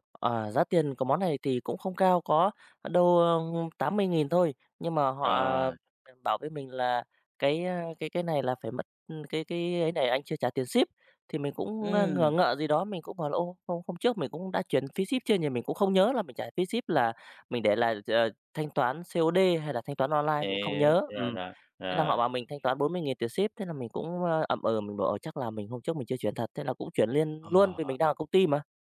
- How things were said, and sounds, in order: tapping; in English: "C-O-D"; other background noise
- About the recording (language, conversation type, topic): Vietnamese, podcast, Bạn đã từng bị lừa đảo trên mạng chưa, bạn có thể kể lại câu chuyện của mình không?